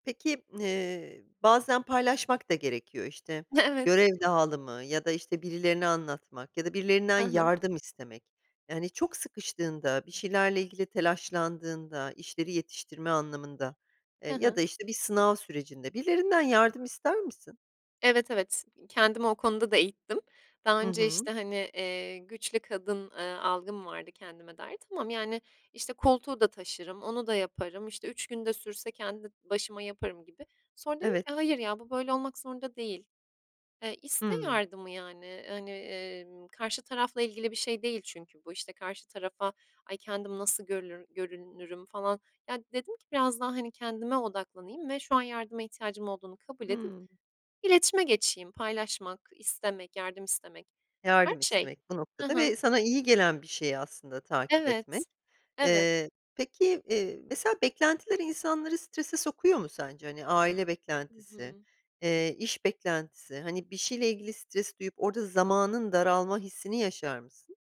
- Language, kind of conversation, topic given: Turkish, podcast, Zamanı hiç olmayanlara, hemen uygulayabilecekleri en pratik öneriler neler?
- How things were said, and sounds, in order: laughing while speaking: "Evet"